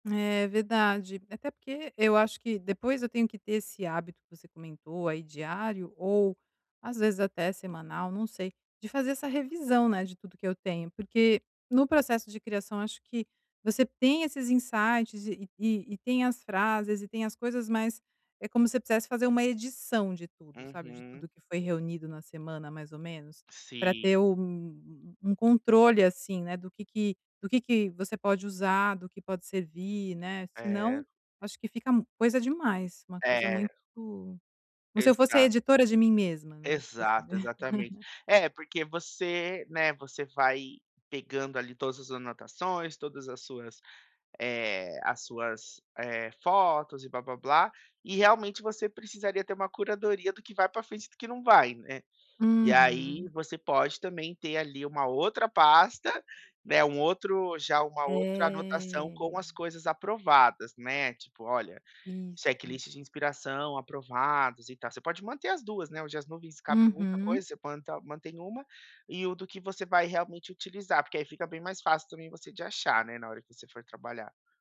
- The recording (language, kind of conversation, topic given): Portuguese, advice, Como posso criar o hábito de documentar meu processo criativo regularmente e sem esforço?
- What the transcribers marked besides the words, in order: tapping; in English: "insights"; chuckle; in English: "checklist"; drawn out: "É"